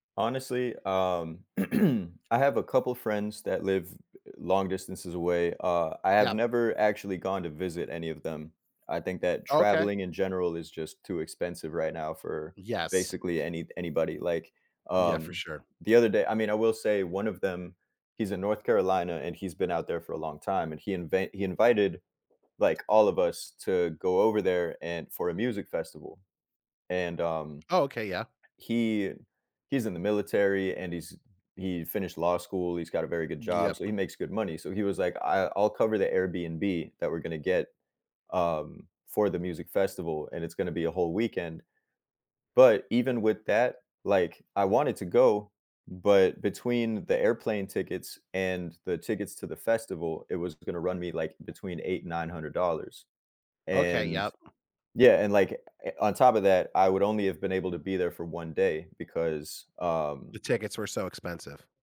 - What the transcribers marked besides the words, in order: throat clearing; other background noise; tapping
- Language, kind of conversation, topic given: English, podcast, What helps friendships last through different stages of life?
- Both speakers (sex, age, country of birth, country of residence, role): male, 30-34, United States, United States, guest; male, 35-39, United States, United States, host